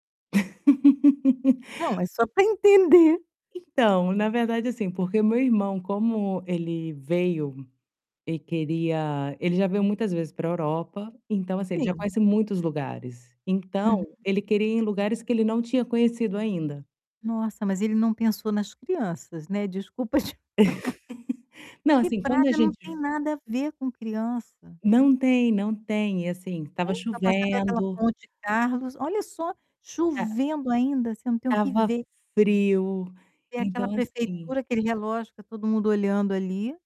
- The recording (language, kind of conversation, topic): Portuguese, advice, Como lidar com o stress e a frustração ao explorar lugares novos?
- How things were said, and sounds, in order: laugh; laughing while speaking: "entender"; distorted speech; tapping; laughing while speaking: "desculpa te falar"; laugh; other background noise